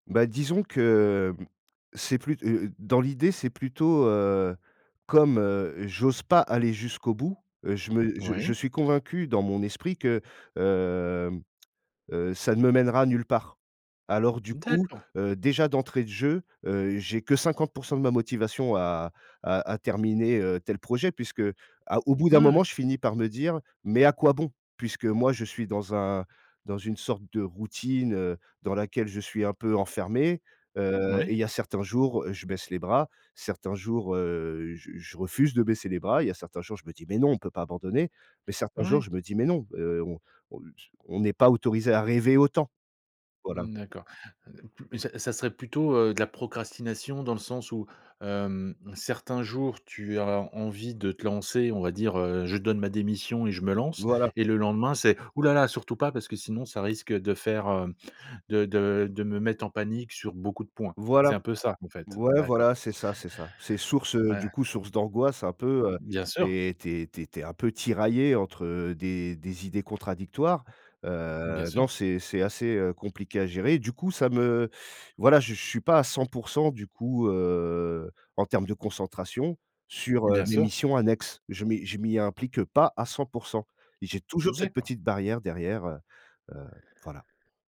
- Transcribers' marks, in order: tapping
- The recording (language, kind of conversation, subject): French, advice, Comment le stress et l’anxiété t’empêchent-ils de te concentrer sur un travail important ?